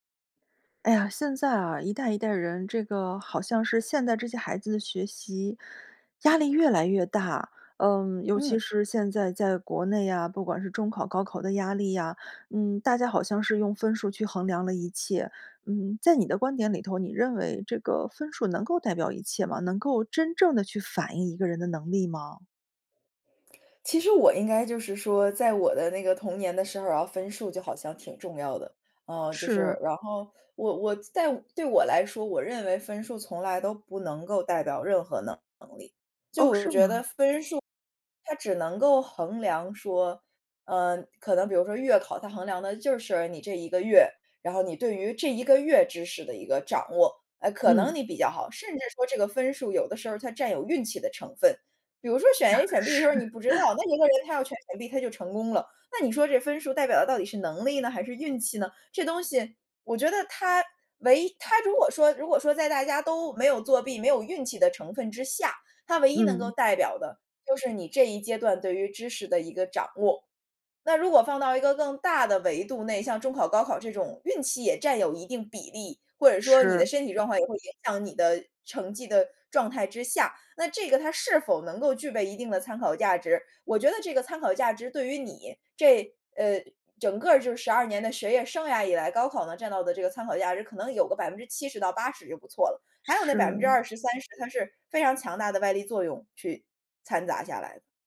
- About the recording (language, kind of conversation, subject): Chinese, podcast, 你觉得分数能代表能力吗？
- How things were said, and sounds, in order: chuckle